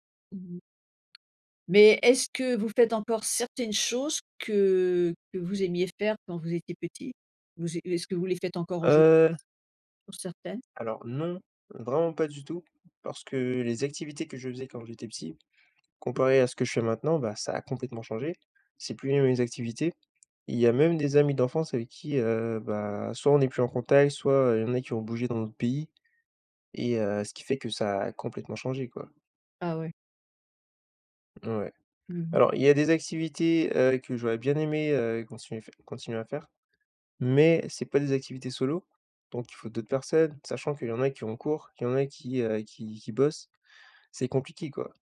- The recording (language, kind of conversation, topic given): French, unstructured, Qu’est-ce que tu aimais faire quand tu étais plus jeune ?
- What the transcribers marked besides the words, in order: tapping; stressed: "non"; stressed: "mais"